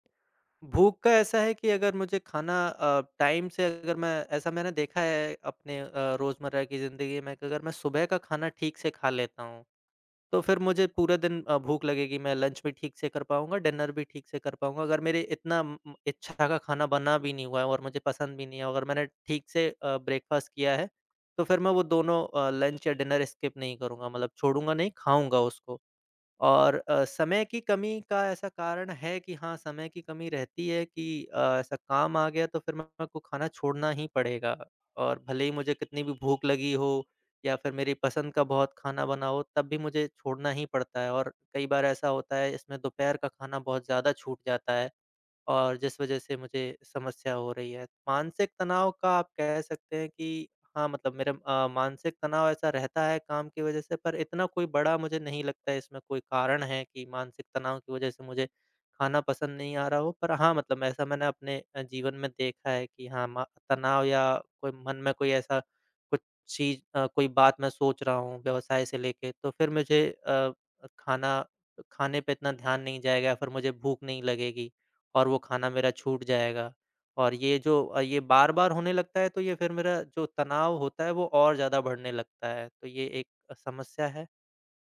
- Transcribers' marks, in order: in English: "टाइम"; in English: "लंच"; in English: "डिनर"; in English: "ब्रेकफ़ास्ट"; in English: "लंच"; in English: "डिनर स्किप"
- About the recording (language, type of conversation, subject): Hindi, advice, क्या आपका खाने का समय अनियमित हो गया है और आप बार-बार खाना छोड़ देते/देती हैं?